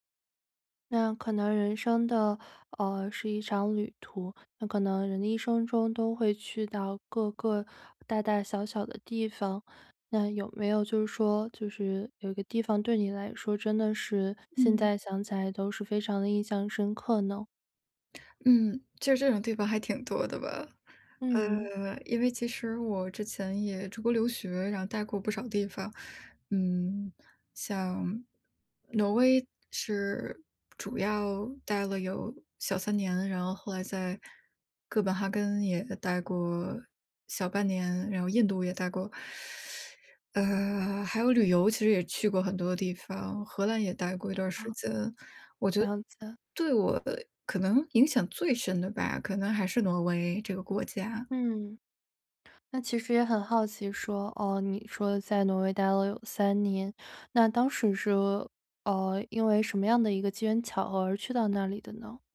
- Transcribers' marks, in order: other background noise; teeth sucking
- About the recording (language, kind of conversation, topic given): Chinese, podcast, 去过哪个地方至今仍在影响你？